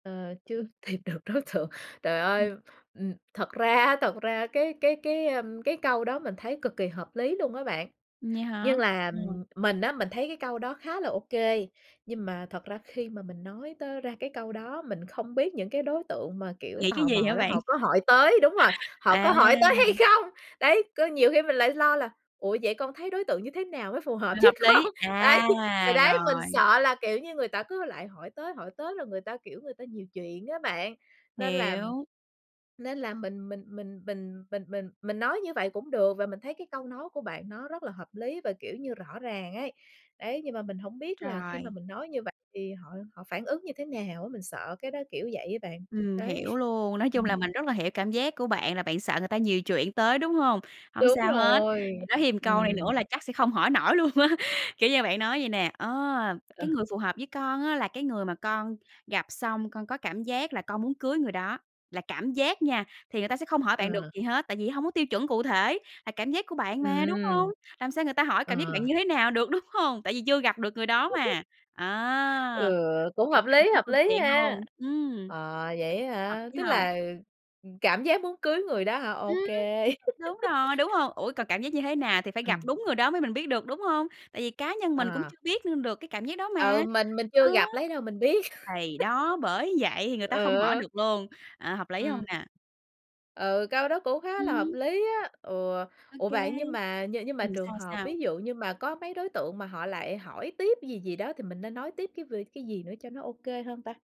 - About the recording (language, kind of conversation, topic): Vietnamese, advice, Bạn cảm thấy bị đánh giá như thế nào vì không muốn có con?
- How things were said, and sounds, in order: laughing while speaking: "tìm được đối tượng"; other background noise; laughing while speaking: "hay không"; laughing while speaking: "với con? Đấy"; chuckle; "một" said as "ừn"; laughing while speaking: "luôn á"; laugh; laugh; tapping; laugh